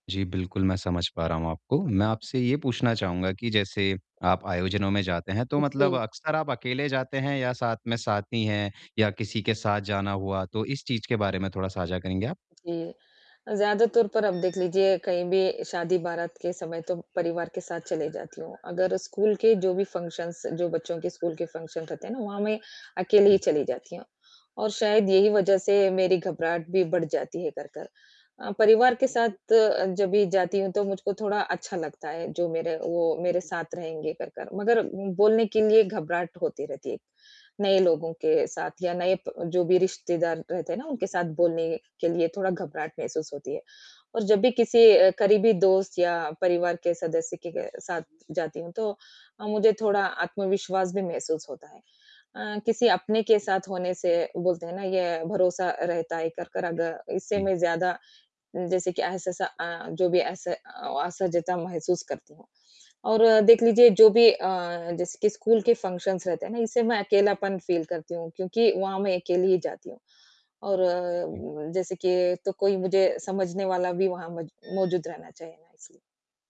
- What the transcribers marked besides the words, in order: static; alarm; in English: "फंक्शन्स"; in English: "फंक्शन्स"; in English: "फंक्शन्स"; in English: "फ़ील"
- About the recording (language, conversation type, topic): Hindi, advice, सामाजिक आयोजनों में शामिल होने में मुझे कठिनाई क्यों होती है?